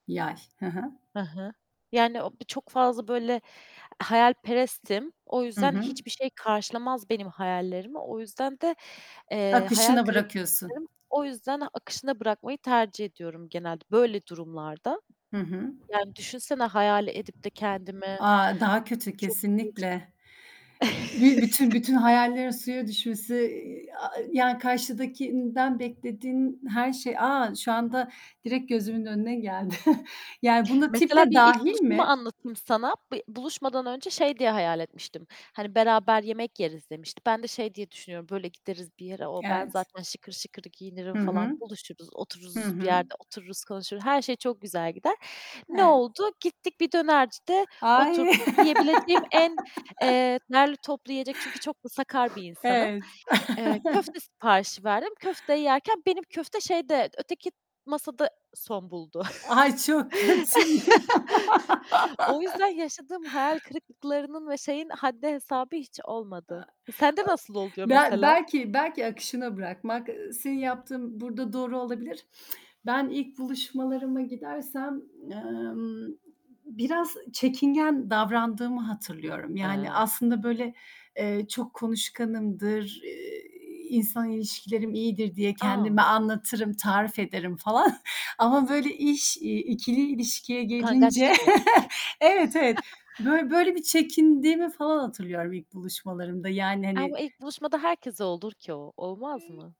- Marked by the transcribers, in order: other background noise; tapping; distorted speech; unintelligible speech; chuckle; chuckle; laugh; chuckle; chuckle; laugh; static; laughing while speaking: "falan"; chuckle
- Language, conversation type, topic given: Turkish, unstructured, İlk buluşmada en çok neyi seversin?